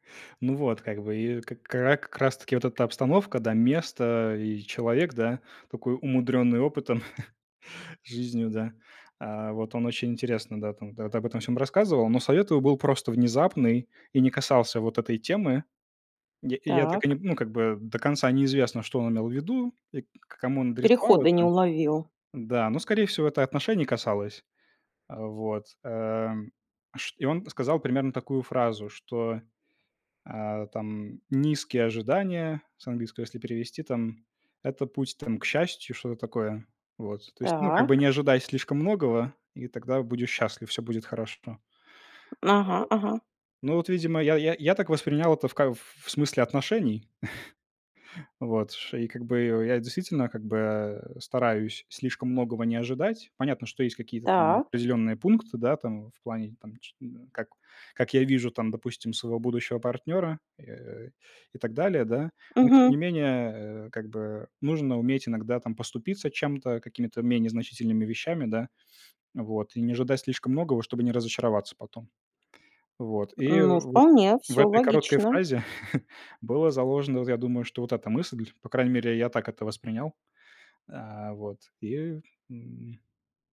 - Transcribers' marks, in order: chuckle; tapping; chuckle; chuckle
- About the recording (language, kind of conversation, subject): Russian, podcast, Какой совет от незнакомого человека ты до сих пор помнишь?